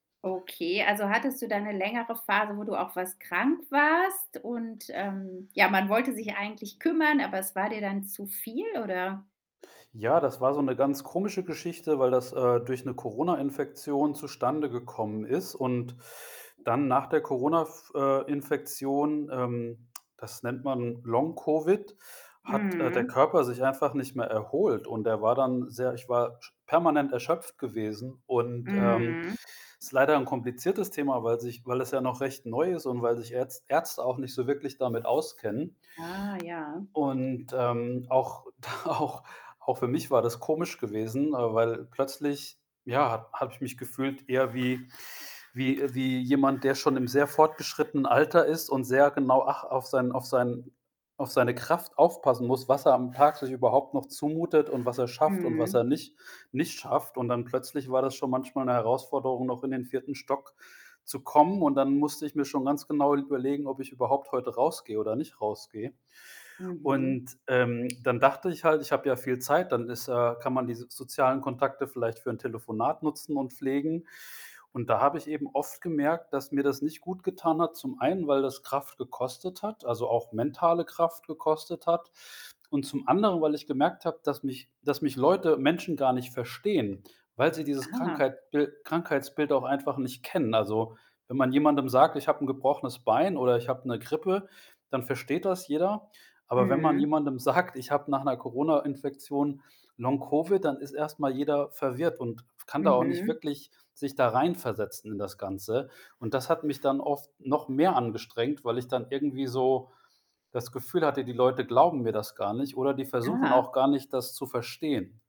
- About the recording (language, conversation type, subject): German, podcast, Wie wichtig sind soziale Kontakte für dich, wenn du gesund wirst?
- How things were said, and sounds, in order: other background noise; laughing while speaking: "auch"; laughing while speaking: "sagt"